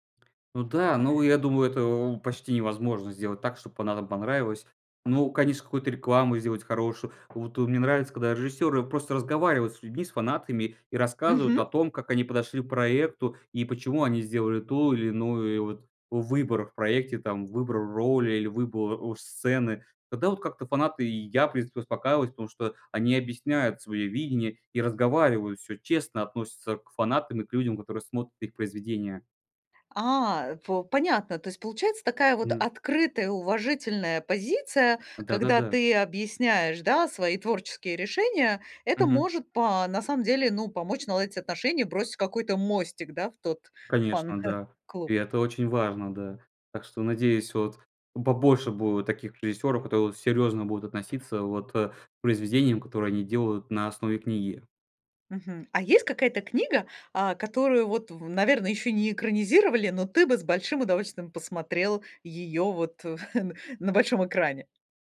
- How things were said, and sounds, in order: tapping; other background noise; laughing while speaking: "фан-клуб"; chuckle
- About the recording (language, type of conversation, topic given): Russian, podcast, Как адаптировать книгу в хороший фильм без потери сути?